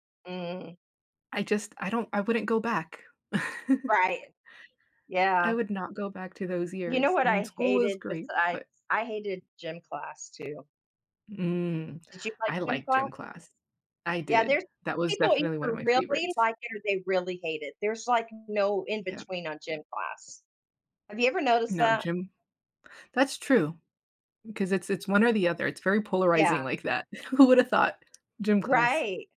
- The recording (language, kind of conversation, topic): English, unstructured, What was your favorite class in school?
- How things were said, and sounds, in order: chuckle